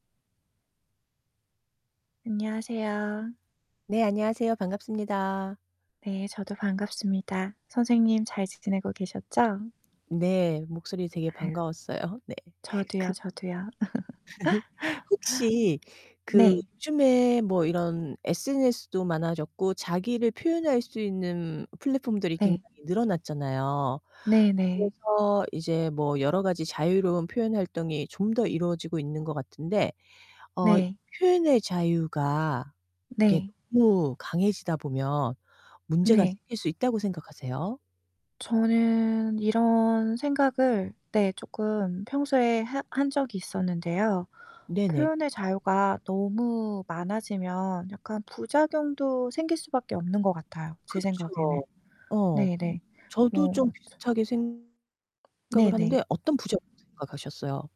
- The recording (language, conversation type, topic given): Korean, unstructured, 표현의 자유와 사회 규범 중 어느 쪽이 더 중요하다고 생각하시나요?
- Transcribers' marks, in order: other background noise; static; laugh; distorted speech; laugh; tapping